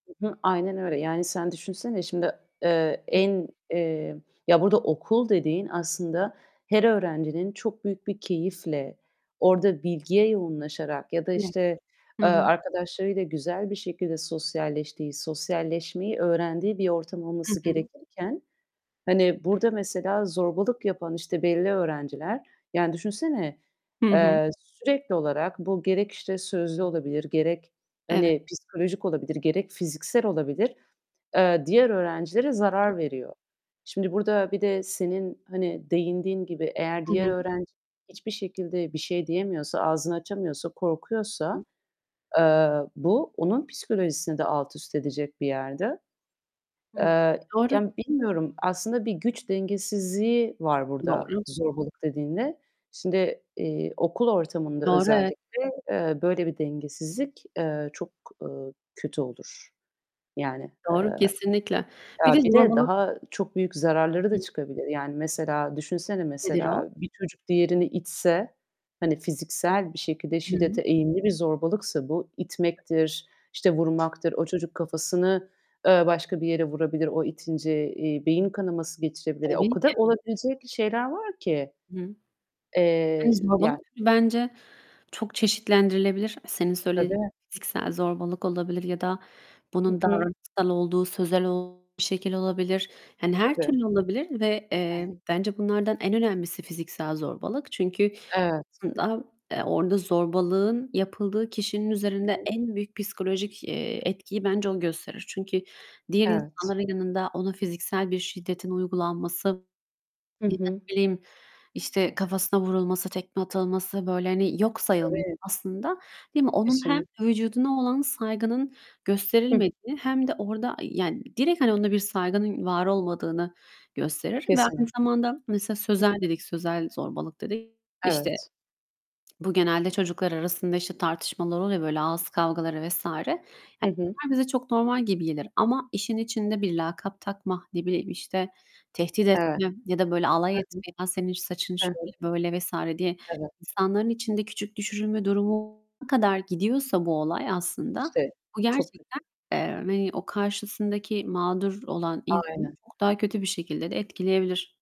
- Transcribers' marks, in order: static; distorted speech; tapping; other background noise; unintelligible speech
- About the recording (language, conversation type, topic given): Turkish, unstructured, Okullarda zorbalıkla mücadele yeterli mi?